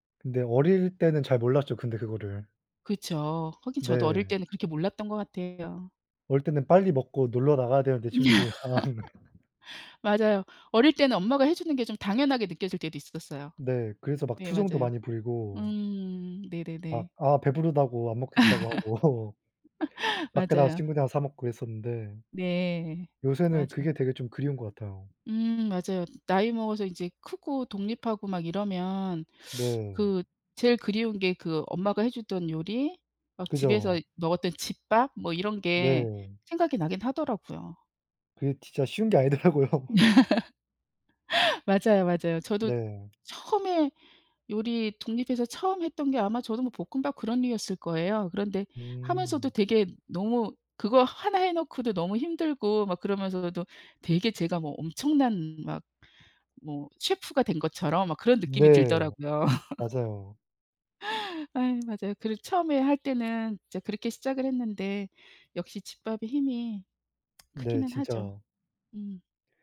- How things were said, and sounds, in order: laugh; laughing while speaking: "친구들이랑"; laugh; laughing while speaking: "하고"; laughing while speaking: "아니더라고요"; laugh; tapping; other background noise; laugh
- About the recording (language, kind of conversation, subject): Korean, unstructured, 집에서 요리해 먹는 것과 외식하는 것 중 어느 쪽이 더 좋으신가요?